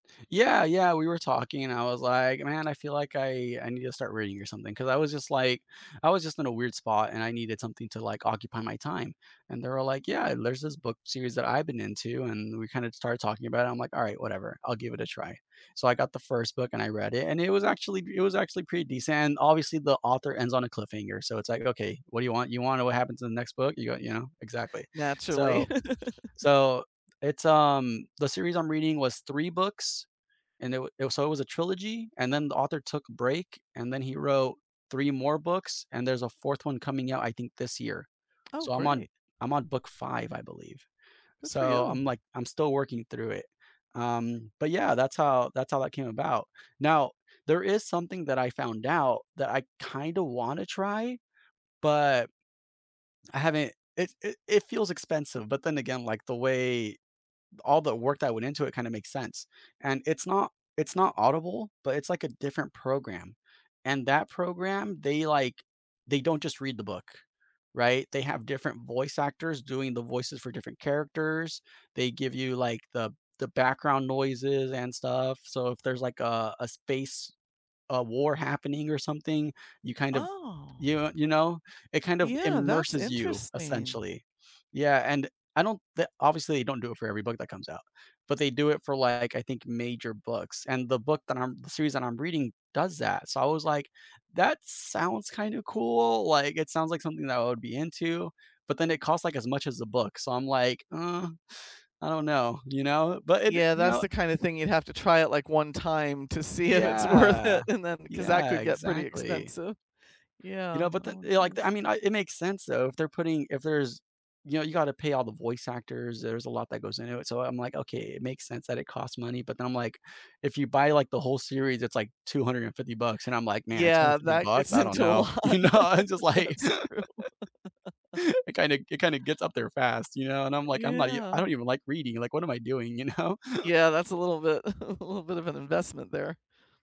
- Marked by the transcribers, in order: laugh; drawn out: "Oh"; tapping; drawn out: "Yeah"; laughing while speaking: "it's worth it"; laughing while speaking: "gets into a lot, that's true"; laughing while speaking: "you know, I'm just like"; laugh; chuckle; laughing while speaking: "you know?"; chuckle
- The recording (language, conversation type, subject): English, unstructured, Which hobby do you return to when you need to reset, and how does it help you recharge?